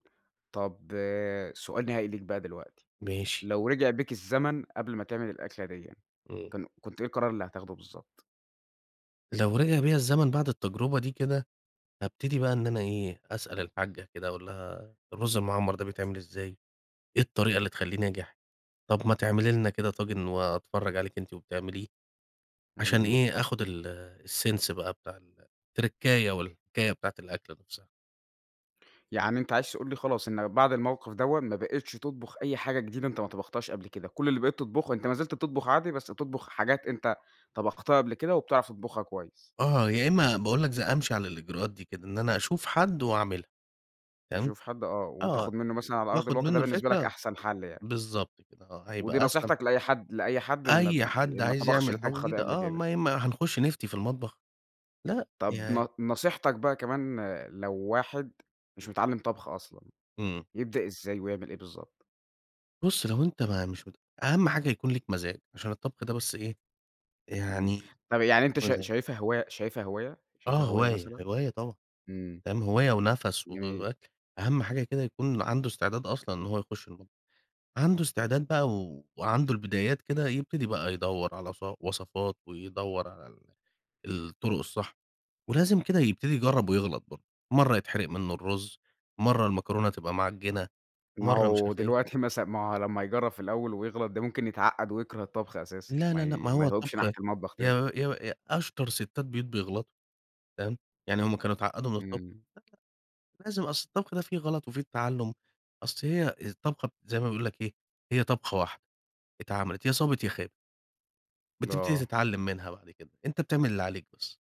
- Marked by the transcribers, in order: tapping; in English: "sense"; in English: "التركّاية"; other background noise; chuckle
- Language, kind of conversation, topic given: Arabic, podcast, احكيلي عن مرّة فشلتي في الطبخ واتعلّمتي منها إيه؟